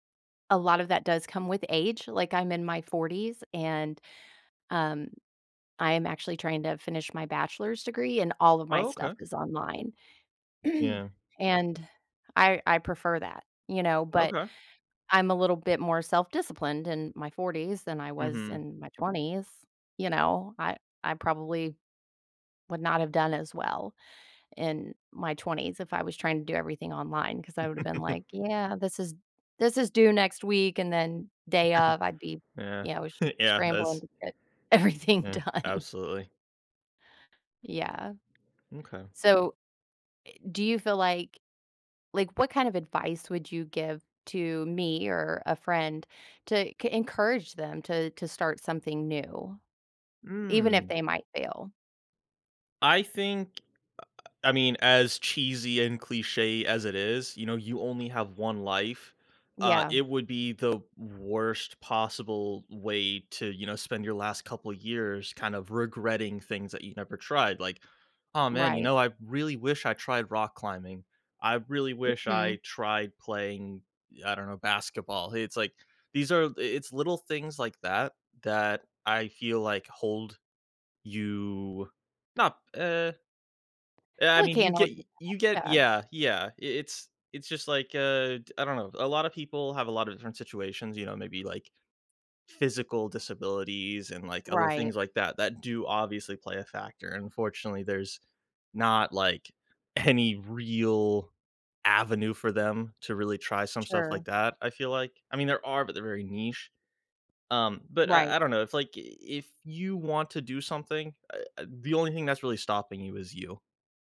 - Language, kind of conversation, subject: English, unstructured, How can a hobby help me handle failure and track progress?
- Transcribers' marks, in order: throat clearing; chuckle; chuckle; laughing while speaking: "everything done"; tapping; laughing while speaking: "any"